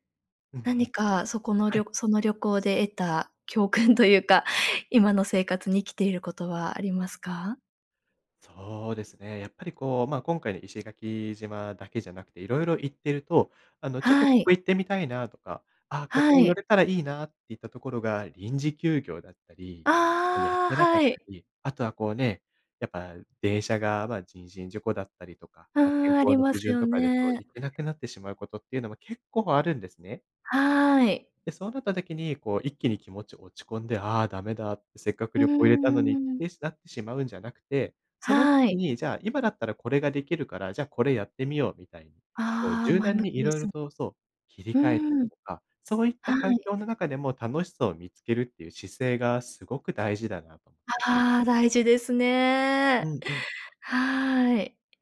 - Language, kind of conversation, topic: Japanese, podcast, 旅行で学んだ大切な教訓は何ですか？
- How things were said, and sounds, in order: none